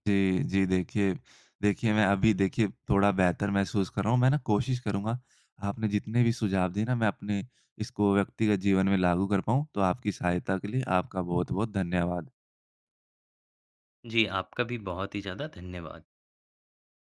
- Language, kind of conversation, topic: Hindi, advice, यात्रा के बाद व्यायाम की दिनचर्या दोबारा कैसे शुरू करूँ?
- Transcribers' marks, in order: none